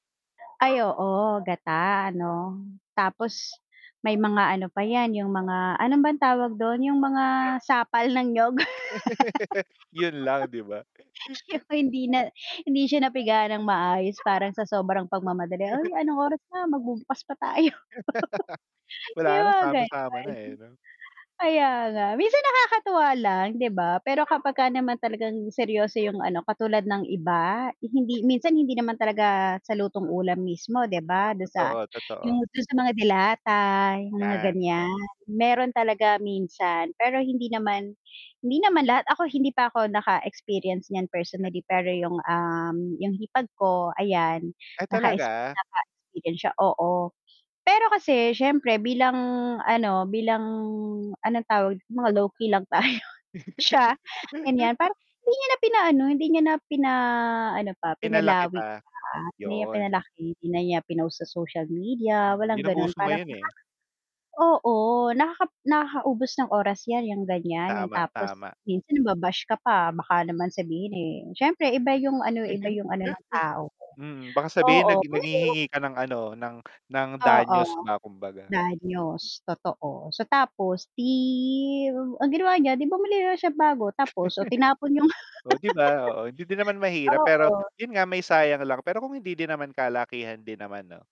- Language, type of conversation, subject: Filipino, unstructured, Ano ang nararamdaman mo kapag nakakain ka ng pagkaing may halong plastik?
- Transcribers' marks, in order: dog barking; laugh; chuckle; chuckle; distorted speech; laugh; static; chuckle; mechanical hum; chuckle; unintelligible speech; chuckle; laugh